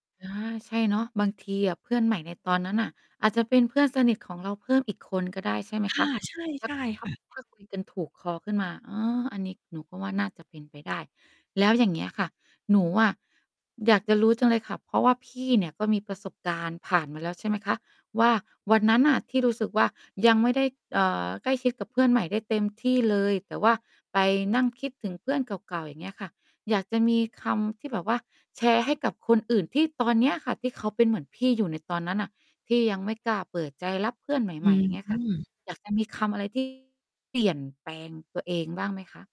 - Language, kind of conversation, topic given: Thai, podcast, ถ้าไม่มีเพื่อนอยู่ใกล้ตัวและรู้สึกเหงา คุณจะจัดการกับความรู้สึกนี้อย่างไร?
- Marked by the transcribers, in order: mechanical hum; unintelligible speech; distorted speech